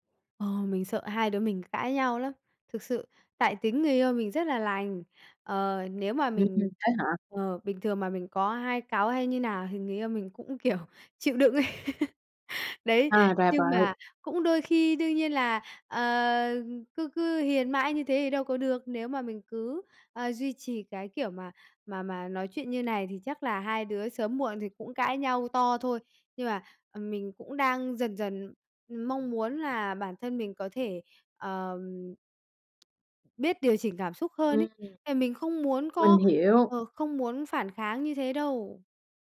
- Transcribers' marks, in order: laughing while speaking: "ấy"; laugh; tapping
- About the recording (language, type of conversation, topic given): Vietnamese, advice, Làm sao xử lý khi bạn cảm thấy bực mình nhưng không muốn phản kháng ngay lúc đó?